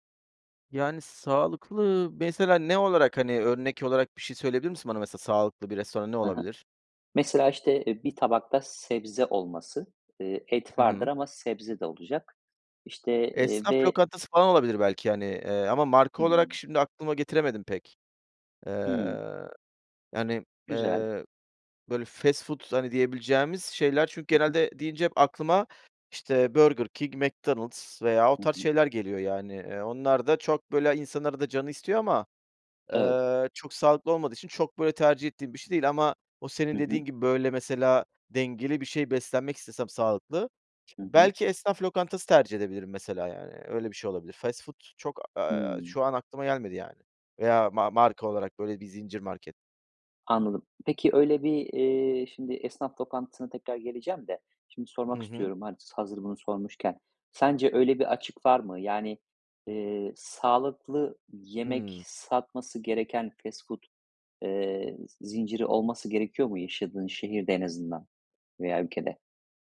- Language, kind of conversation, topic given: Turkish, podcast, Dışarıda yemek yerken sağlıklı seçimleri nasıl yapıyorsun?
- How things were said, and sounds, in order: other background noise